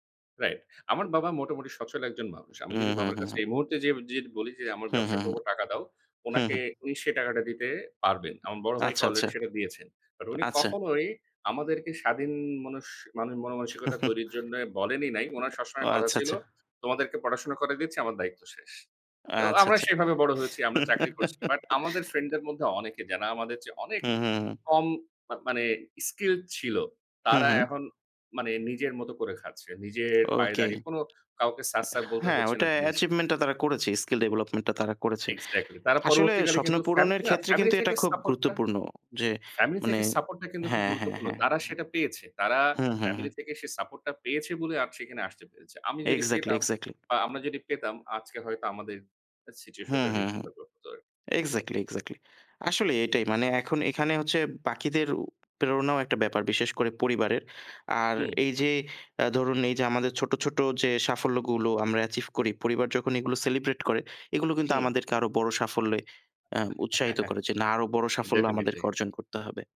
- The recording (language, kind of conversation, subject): Bengali, unstructured, আপনি কীভাবে আপনার স্বপ্নকে বাস্তবে পরিণত করবেন?
- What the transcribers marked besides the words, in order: other background noise; chuckle; laugh; tapping; in English: "achievement"; in English: "skill development"; in English: "situation"; in English: "different"; in English: "achieve"; chuckle; in English: "definitely"